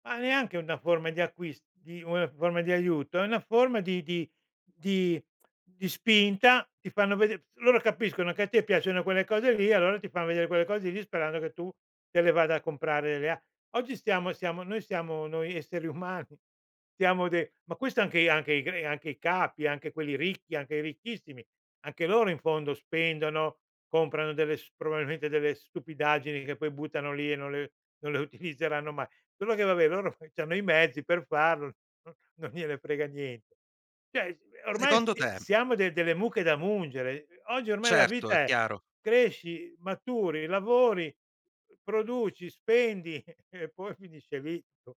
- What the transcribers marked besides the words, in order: unintelligible speech; laughing while speaking: "esseri umani"; laughing while speaking: "le"; laughing while speaking: "no non gliene frega niente"; "Cioè" said as "ceh"; laughing while speaking: "e poi"; unintelligible speech
- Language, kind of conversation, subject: Italian, podcast, Come ti influenza l’algoritmo quando scopri nuovi contenuti?